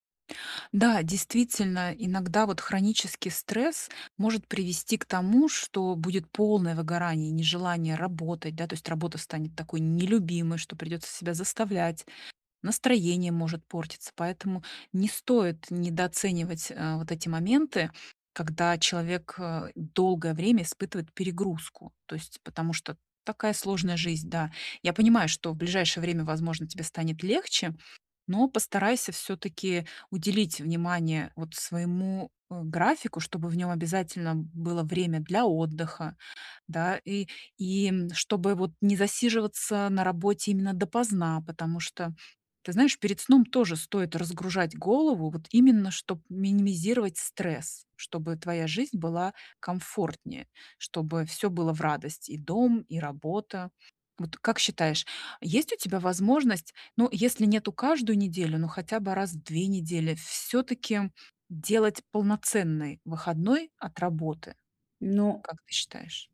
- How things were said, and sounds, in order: none
- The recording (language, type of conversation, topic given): Russian, advice, Как мне вернуть устойчивый рабочий ритм и выстроить личные границы?